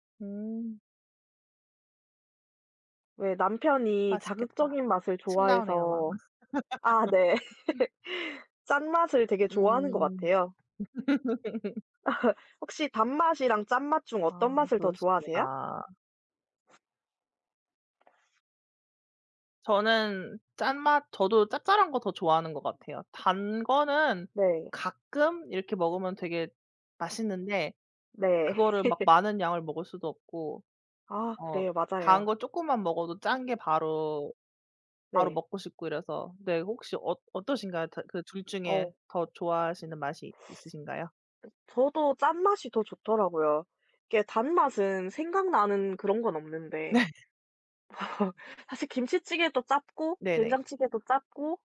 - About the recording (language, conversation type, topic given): Korean, unstructured, 단맛과 짠맛 중 어떤 맛을 더 좋아하시나요?
- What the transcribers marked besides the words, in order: tapping; laugh; laugh; other background noise; laugh; laughing while speaking: "네"; laughing while speaking: "어"